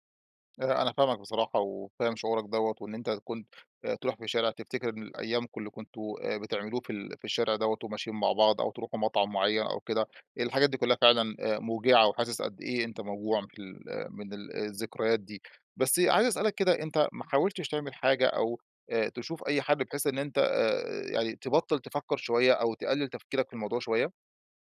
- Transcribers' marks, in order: none
- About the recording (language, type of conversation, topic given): Arabic, advice, إزاي أقدر أتعامل مع ألم الانفصال المفاجئ وأعرف أكمّل حياتي؟